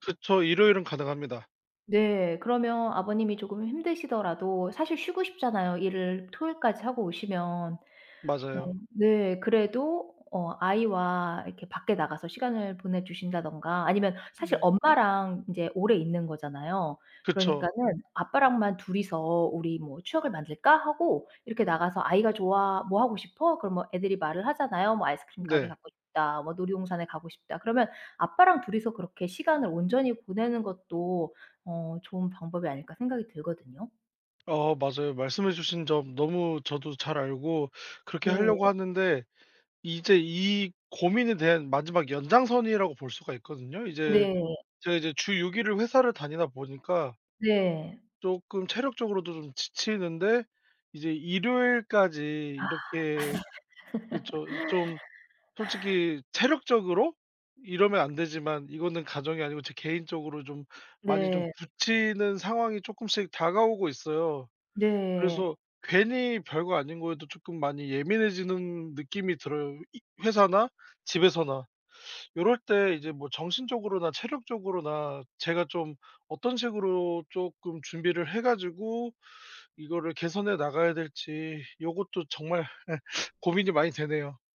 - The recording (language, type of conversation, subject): Korean, advice, 회사와 가정 사이에서 균형을 맞추기 어렵다고 느끼는 이유는 무엇인가요?
- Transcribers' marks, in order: other background noise; tapping; laugh; sigh; teeth sucking; teeth sucking